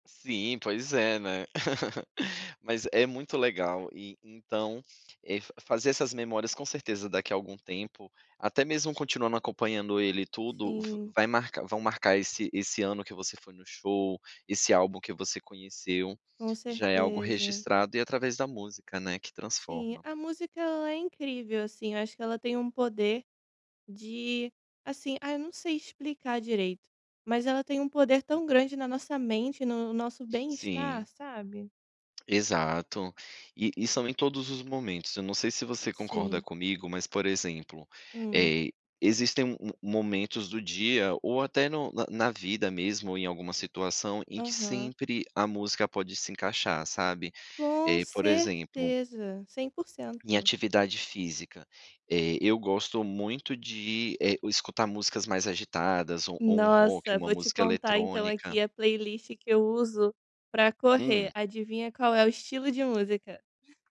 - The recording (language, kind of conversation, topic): Portuguese, podcast, O que transforma uma música em nostalgia pra você?
- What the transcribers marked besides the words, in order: giggle; other noise; other background noise; tapping; stressed: "Com certeza"